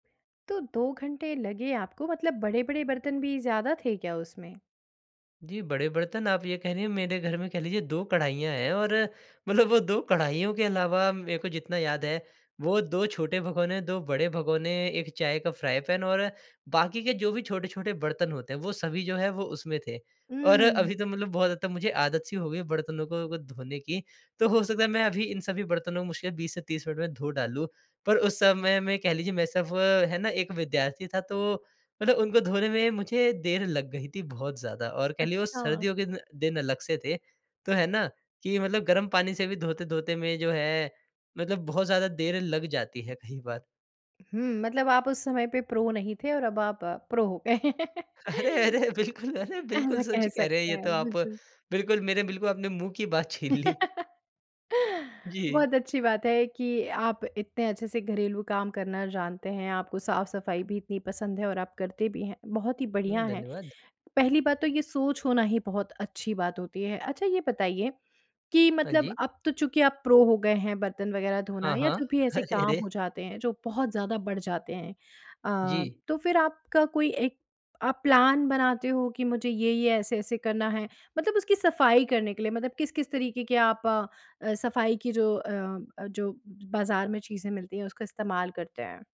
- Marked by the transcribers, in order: in English: "फ्राई पैन"; in English: "प्रो"; laughing while speaking: "अरे, अरे, बिल्कुल!"; in English: "प्रो"; chuckle; chuckle; in English: "प्रो"; laughing while speaking: "अरे, रे!"; in English: "प्लान"
- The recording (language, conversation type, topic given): Hindi, podcast, किचन को हमेशा साफ-सुथरा रखने का आपका तरीका क्या है?